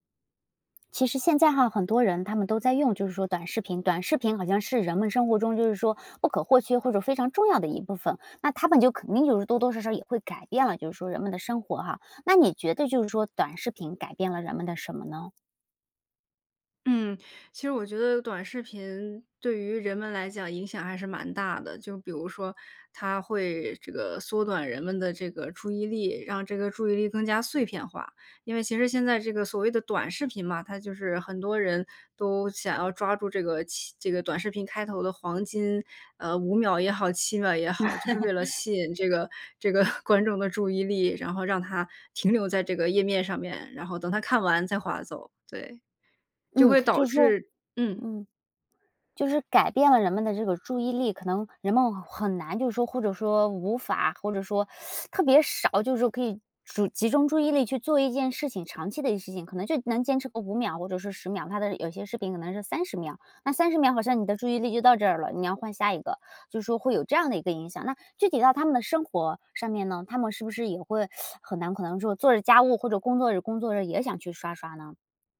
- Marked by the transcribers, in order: laugh; laughing while speaking: "观众的注意力"; teeth sucking; teeth sucking
- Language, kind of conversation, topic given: Chinese, podcast, 短视频是否改变了人们的注意力，你怎么看？